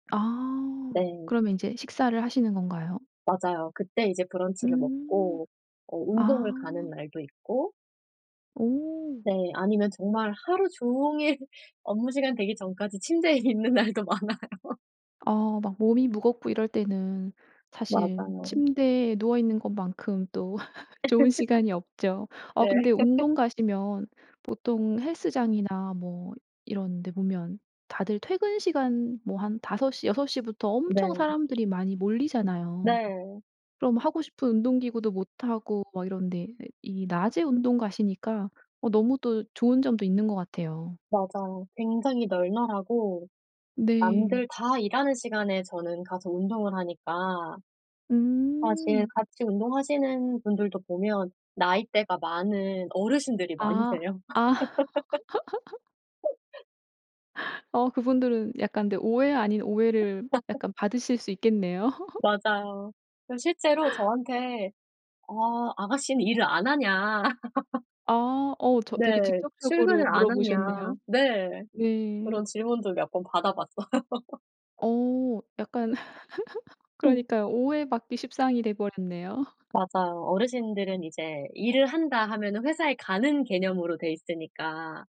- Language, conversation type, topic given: Korean, podcast, 재택근무를 하면서 일과 사생활의 경계를 어떻게 지키시나요?
- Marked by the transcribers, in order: other background noise; laughing while speaking: "종일"; laughing while speaking: "침대에 있는 날도 많아요"; laugh; laugh; tapping; laugh; laugh; laugh; laugh; laugh; laugh